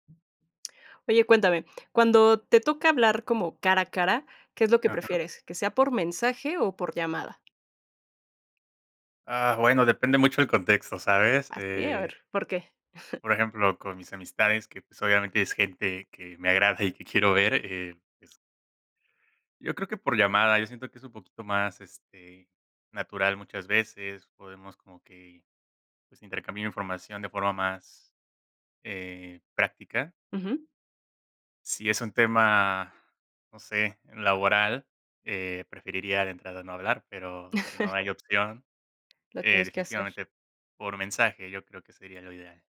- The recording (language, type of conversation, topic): Spanish, podcast, ¿Prefieres hablar cara a cara, por mensaje o por llamada?
- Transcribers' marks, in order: other background noise; giggle; giggle; chuckle